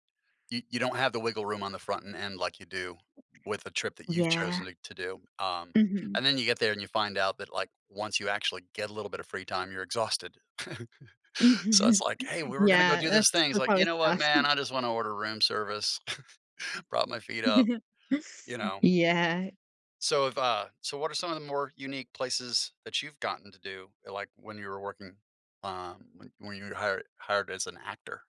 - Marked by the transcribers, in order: laughing while speaking: "Mhm"; chuckle; chuckle; laugh; chuckle; laughing while speaking: "Yeah"; tapping
- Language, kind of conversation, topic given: English, unstructured, How do you balance planning and spontaneity on a trip?
- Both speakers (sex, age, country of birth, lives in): female, 25-29, United States, United States; male, 55-59, United States, United States